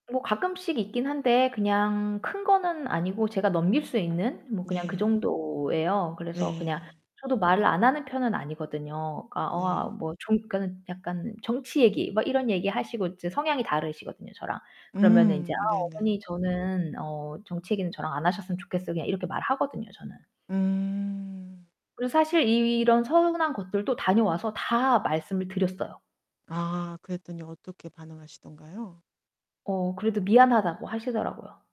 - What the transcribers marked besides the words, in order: other background noise; static; distorted speech
- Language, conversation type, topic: Korean, advice, 가족 모임에서 과거의 감정이 반복해서 폭발하는 이유와 대처 방법은 무엇인가요?